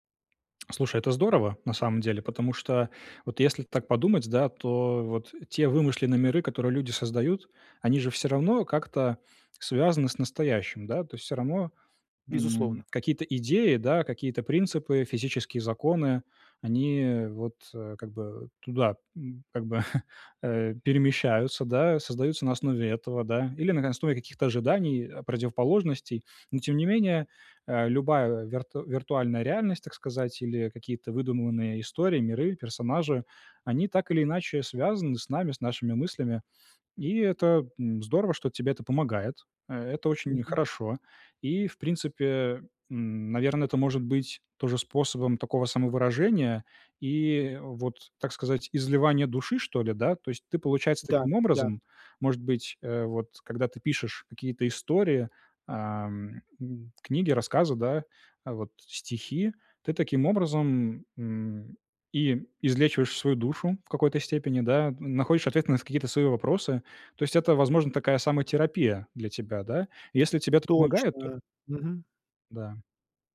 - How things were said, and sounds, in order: chuckle; other background noise
- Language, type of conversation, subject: Russian, advice, Как письмо может помочь мне лучше понять себя и свои чувства?